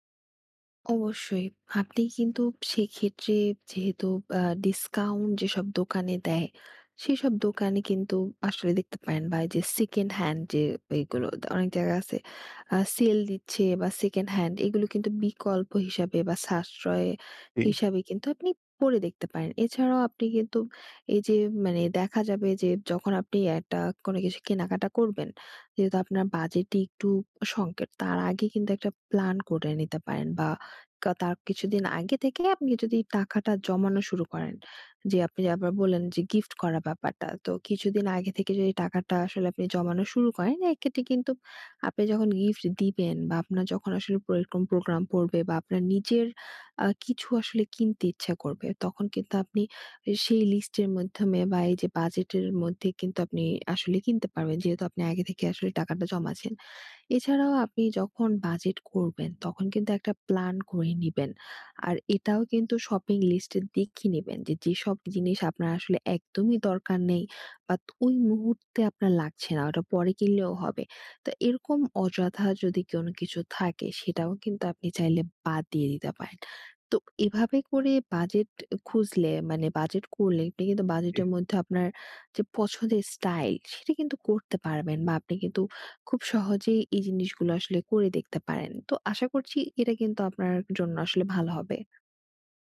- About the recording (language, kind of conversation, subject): Bengali, advice, বাজেটের মধ্যে কীভাবে স্টাইল গড়ে তুলতে পারি?
- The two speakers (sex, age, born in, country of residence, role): female, 20-24, Bangladesh, Bangladesh, advisor; male, 20-24, Bangladesh, Bangladesh, user
- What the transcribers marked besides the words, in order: tapping; "সংকট" said as "সংকেট"; "মাধ্যমে" said as "মইধ্যমে"; "দেখে" said as "দিখি"; other background noise